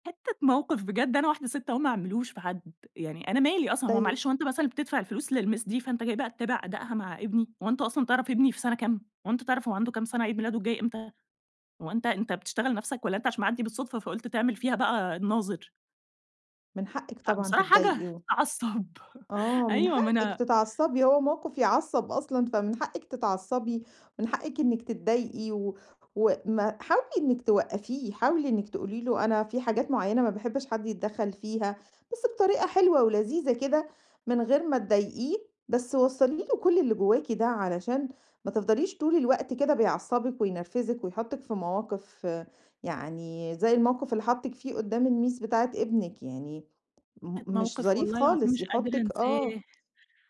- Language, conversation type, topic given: Arabic, advice, إزاي أتعامل مع تدخل أهل شريكي المستمر اللي بيسبّب توتر بينا؟
- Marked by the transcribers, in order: in English: "للMiss"; chuckle; in English: "الMiss"